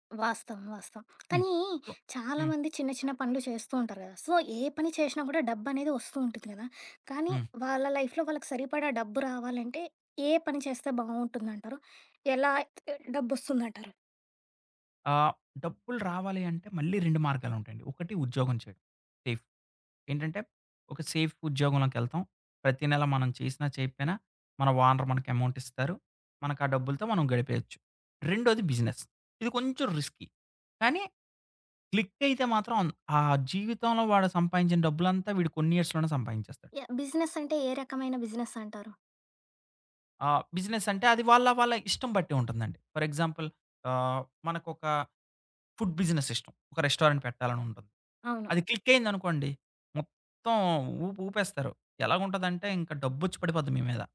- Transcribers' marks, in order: tapping; in English: "సో"; in English: "సో"; in English: "లైఫ్‌లో"; other background noise; in English: "సేఫ్"; in English: "సేఫ్"; in English: "బిజినెస్"; in English: "రిస్కి"; in English: "ఇయర్స్‌లోనే"; in English: "ఫర్ ఎగ్జాంపుల్"; in English: "ఫుడ్"; in English: "రెస్టారెంట్"
- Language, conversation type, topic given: Telugu, podcast, డబ్బు లేదా స్వేచ్ఛ—మీకు ఏది ప్రాధాన్యం?